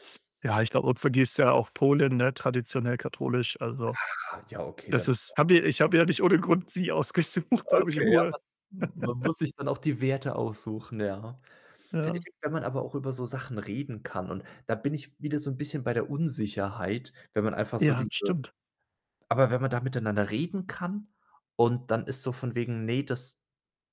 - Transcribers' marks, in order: drawn out: "Ah"; laughing while speaking: "ausgesucht"; laugh; unintelligible speech
- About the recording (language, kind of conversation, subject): German, unstructured, Wie gehst du mit Eifersucht in einer Partnerschaft um?